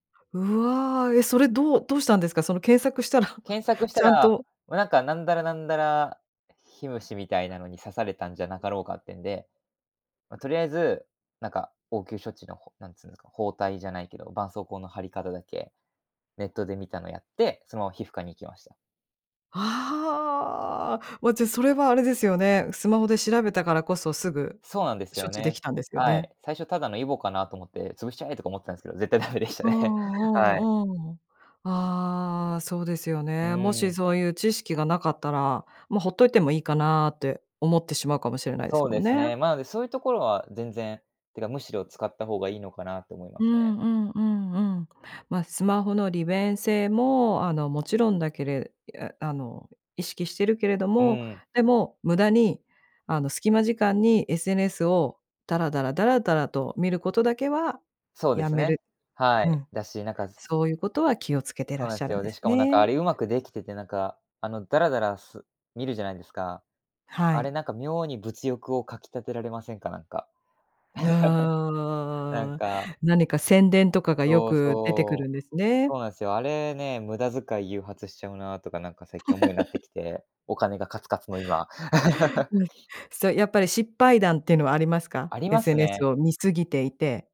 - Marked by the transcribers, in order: chuckle; laughing while speaking: "絶対ダメでしたね"; laugh; laugh; laugh
- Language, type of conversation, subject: Japanese, podcast, 毎日のスマホの使い方で、特に気をつけていることは何ですか？